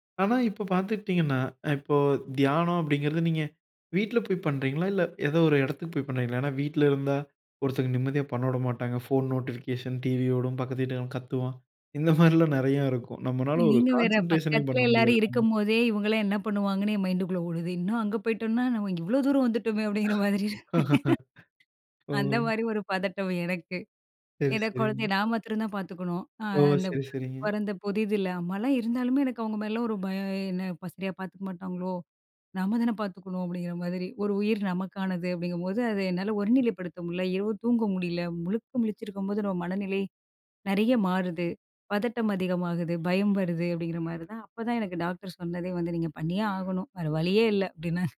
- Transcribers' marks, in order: in English: "நோட்டிஃபிகேஷன்"; laughing while speaking: "இந்த மாரிலாம் நெறயாருக்கும்"; in English: "கான்சன்ட்ரேஷனே"; other background noise; chuckle; laughing while speaking: "அந்த மாதிரி ஒரு பதட்டம் எனக்கு"; tapping
- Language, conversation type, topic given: Tamil, podcast, தியானம் செய்யும்போது வரும் சிந்தனைகளை நீங்கள் எப்படி கையாளுகிறீர்கள்?